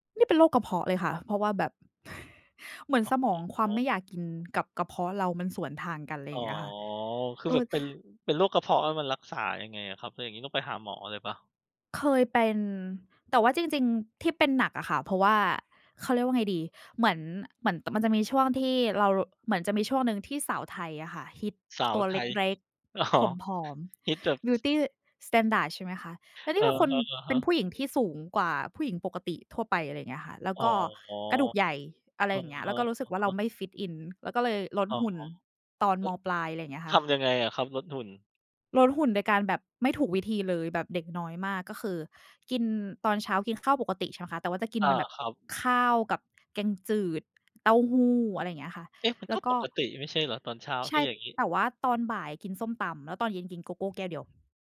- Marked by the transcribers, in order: other background noise; laughing while speaking: "อ๋อ"; unintelligible speech; in English: "fit in"; tapping
- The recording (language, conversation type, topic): Thai, unstructured, ภาพยนตร์เรื่องไหนที่เปลี่ยนมุมมองต่อชีวิตของคุณ?